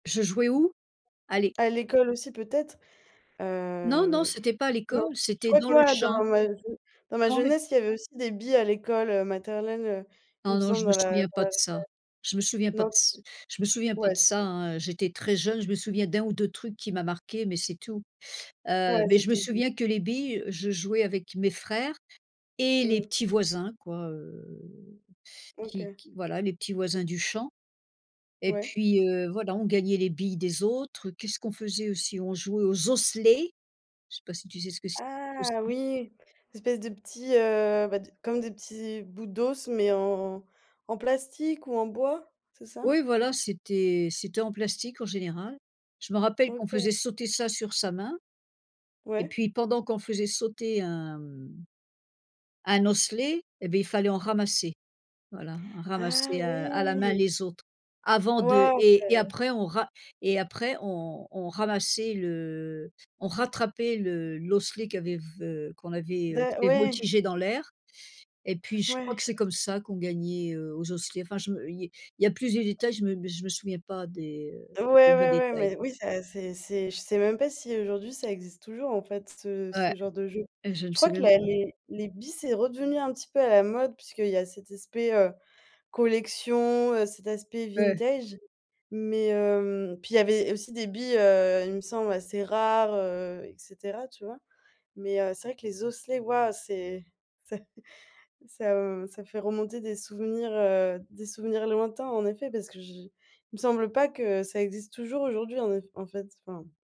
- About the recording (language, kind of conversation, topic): French, podcast, Quel était ton jouet préféré quand tu étais petit ?
- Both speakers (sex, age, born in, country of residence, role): female, 25-29, France, Germany, host; female, 65-69, France, United States, guest
- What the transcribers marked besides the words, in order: "maternelle" said as "materlene"; unintelligible speech; drawn out: "heu"; stressed: "osselets"; stressed: "Ah"; other background noise; stressed: "Ah"; "aspect" said as "espect"; stressed: "collection"; laughing while speaking: "ça"; chuckle